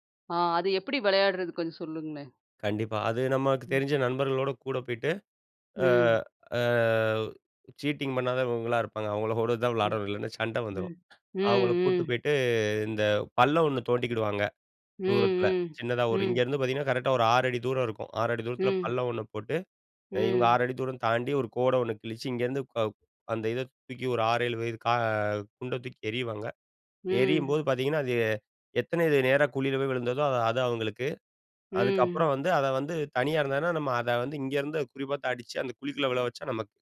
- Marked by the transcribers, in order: in English: "சீட்டிங்"
- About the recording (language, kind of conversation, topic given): Tamil, podcast, சிறுவயதில் உங்களுக்குப் பிடித்த விளையாட்டு என்ன, அதைப் பற்றி சொல்ல முடியுமா?